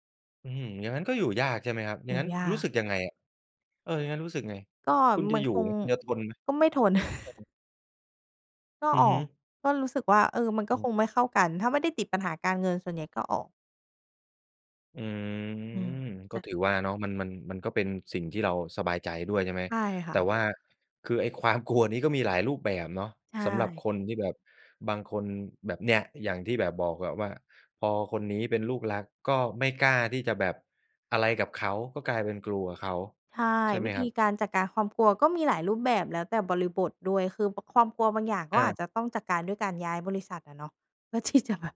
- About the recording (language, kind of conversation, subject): Thai, podcast, คุณจัดการกับความกลัวเมื่อต้องพูดความจริงอย่างไร?
- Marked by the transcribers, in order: chuckle; drawn out: "อืม"; laughing while speaking: "เพื่อที่จะแบบ"